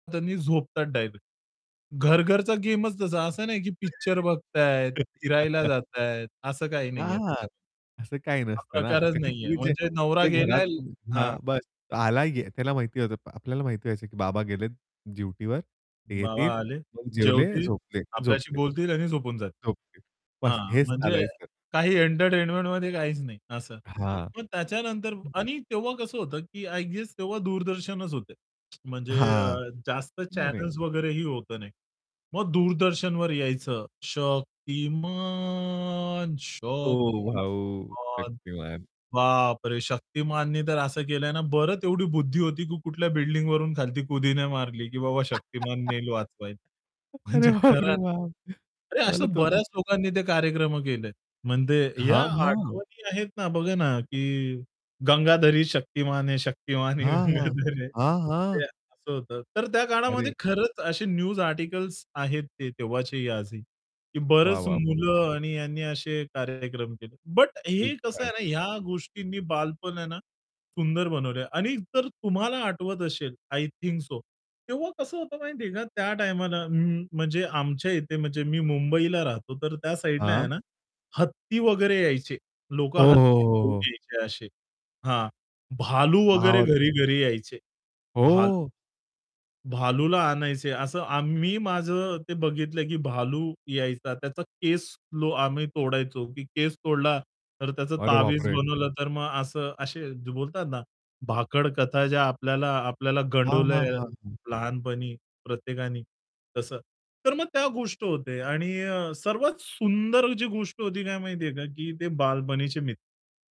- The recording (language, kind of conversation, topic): Marathi, podcast, बालपणीची तुमची सर्वात जिवंत आठवण कोणती आहे?
- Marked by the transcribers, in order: static; laugh; tapping; distorted speech; singing: "शतिमान, शक्तिमान"; other background noise; laugh; laughing while speaking: "म्हणजे खरं"; laughing while speaking: "अरे, बापरे बाप!"; in Hindi: "गंगाधर ही शक्तिमान है शक्तिमान ही गंगाधर है"; laughing while speaking: "शक्तिमान ही गंगाधर है"; in English: "न्यूज आर्टिकल्स"